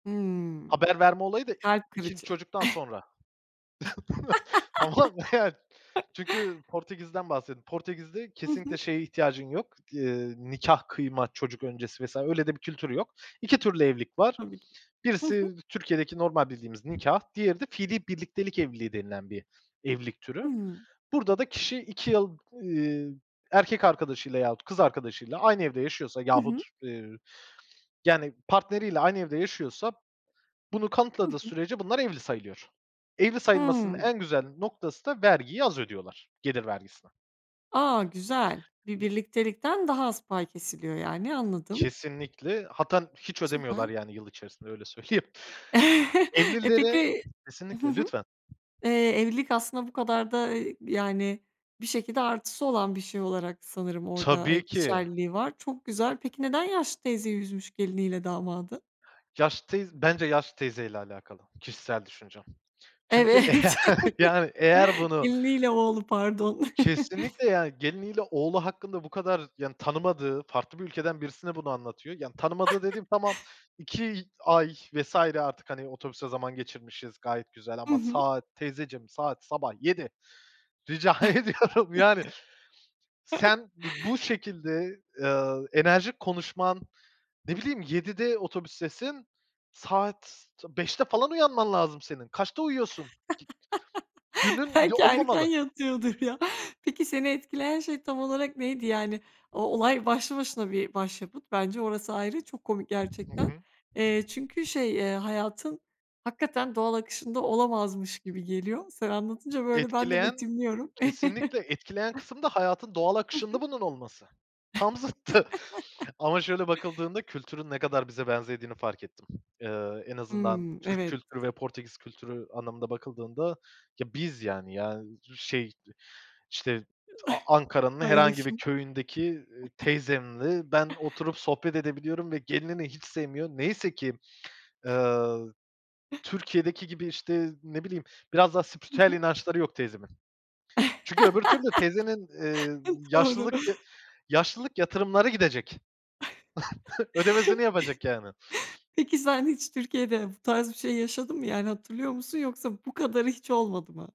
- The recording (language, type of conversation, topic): Turkish, podcast, Yerel halkla yaşadığın unutulmaz bir anını paylaşır mısın?
- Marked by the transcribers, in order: other background noise; chuckle; chuckle; laugh; chuckle; "hatta" said as "hattan"; chuckle; tapping; laughing while speaking: "Evet"; laughing while speaking: "eğer"; chuckle; chuckle; chuckle; chuckle; laughing while speaking: "ediyorum"; chuckle; laughing while speaking: "Belki erken yatıyordur ya"; chuckle; chuckle; chuckle; laugh; chuckle